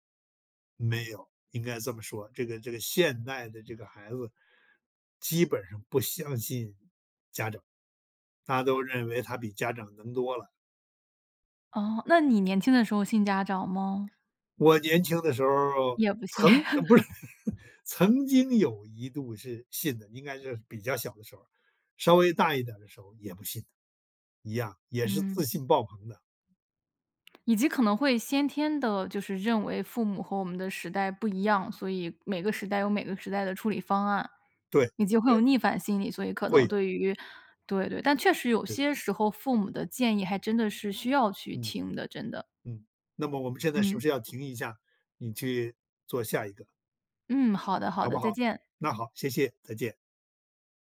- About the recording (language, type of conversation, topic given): Chinese, podcast, 有没有哪个陌生人说过的一句话，让你记了一辈子？
- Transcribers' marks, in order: tapping; laughing while speaking: "呃，不是"; laugh